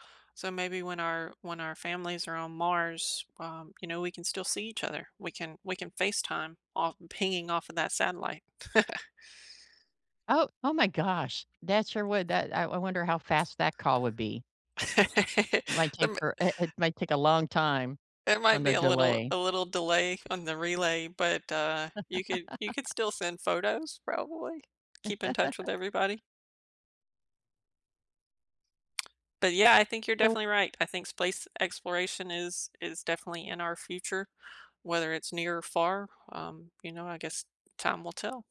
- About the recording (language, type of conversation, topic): English, unstructured, How do you think space exploration will shape our future?
- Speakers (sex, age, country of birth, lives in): female, 50-54, United States, United States; female, 55-59, United States, United States
- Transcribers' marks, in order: other background noise; chuckle; tapping; chuckle; chuckle; chuckle; "space" said as "splace"